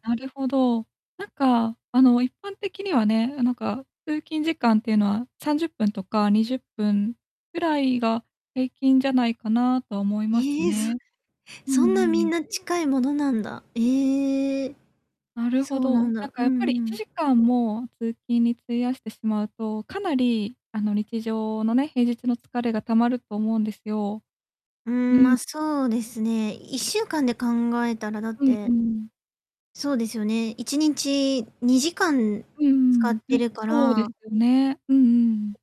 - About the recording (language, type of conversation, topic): Japanese, advice, 回復不足で成果が停滞しているのですが、どう改善すればよいですか？
- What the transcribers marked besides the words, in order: static; laughing while speaking: "そ そんな"; distorted speech